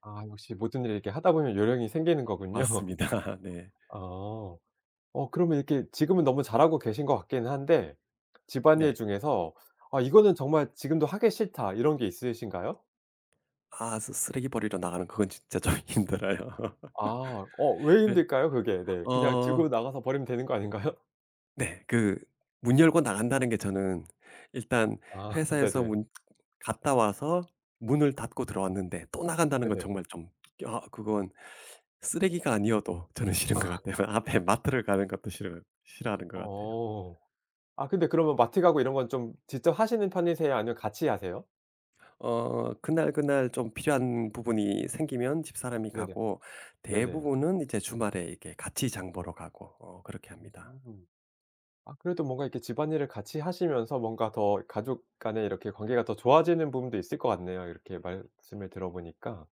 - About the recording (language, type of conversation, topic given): Korean, podcast, 집안일 분담은 보통 어떻게 정하시나요?
- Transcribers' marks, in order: laughing while speaking: "맞습니다"; laughing while speaking: "거군요"; other background noise; laughing while speaking: "진짜 좀 힘들어요"; laugh; laughing while speaking: "아닌가요?"; lip smack; laugh; laughing while speaking: "저는 싫은 것 같아요. 앞에 마트를 가는 것도 싫어요"